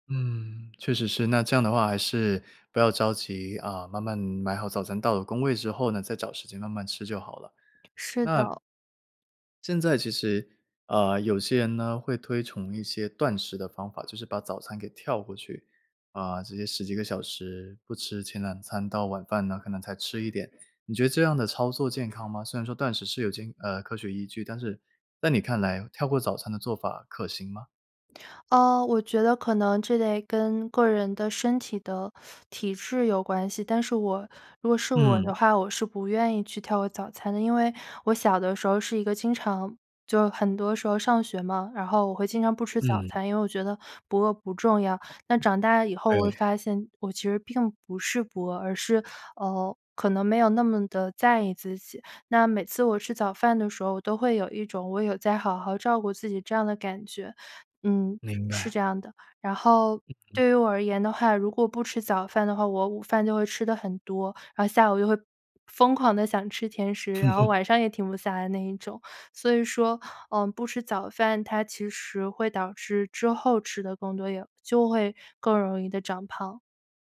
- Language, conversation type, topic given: Chinese, podcast, 你吃早餐时通常有哪些固定的习惯或偏好？
- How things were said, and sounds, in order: other background noise; teeth sucking; laugh